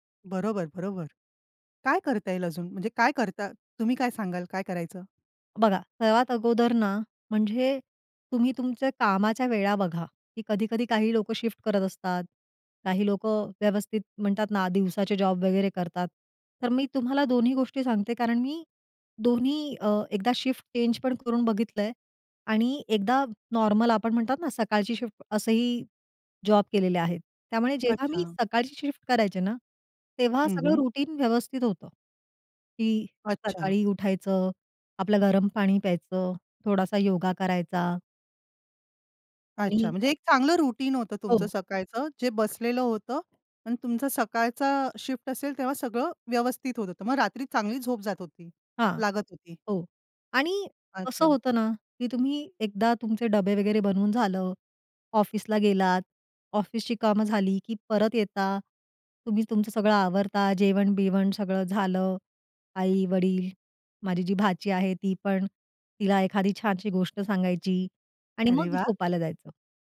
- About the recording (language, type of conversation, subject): Marathi, podcast, रात्री शांत झोपेसाठी तुमची दिनचर्या काय आहे?
- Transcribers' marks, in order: in English: "चेंज"; tapping; in English: "रूटीन"; in English: "रूटीन"